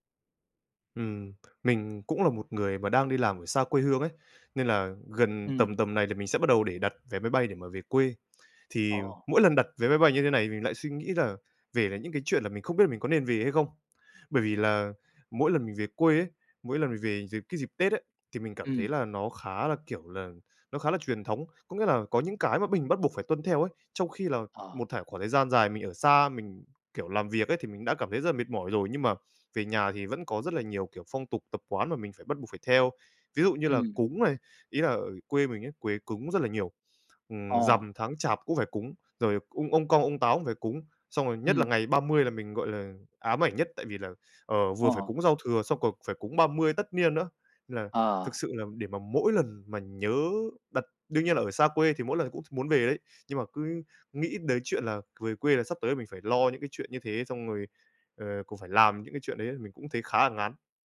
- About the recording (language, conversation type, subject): Vietnamese, advice, Bạn nên làm gì khi không đồng ý với gia đình về cách tổ chức Tết và các phong tục truyền thống?
- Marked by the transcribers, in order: tapping; "khoảng" said as "thảng"